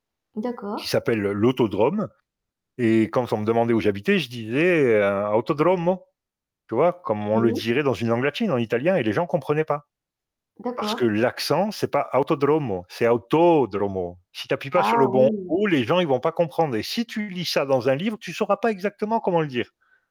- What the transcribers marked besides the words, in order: static; put-on voice: "Autodromo"; tapping; put-on voice: "Autodromo"; put-on voice: "Autodromo"; distorted speech
- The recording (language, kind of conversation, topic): French, unstructured, Qu’aimerais-tu apprendre dans les prochaines années ?